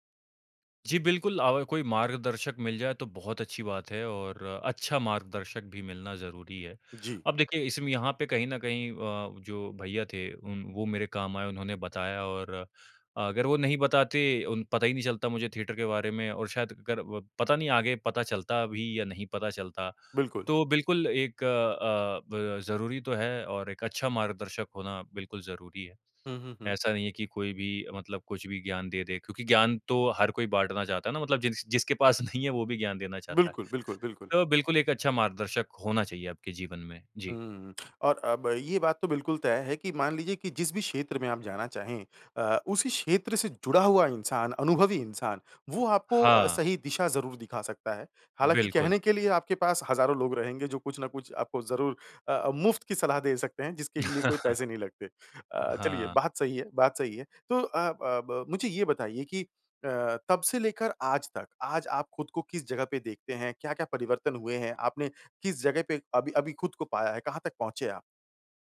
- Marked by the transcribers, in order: tapping; in English: "थिएटर"; chuckle
- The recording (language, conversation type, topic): Hindi, podcast, अपने डर पर काबू पाने का अनुभव साझा कीजिए?
- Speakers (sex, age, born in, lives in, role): male, 25-29, India, India, guest; male, 30-34, India, India, host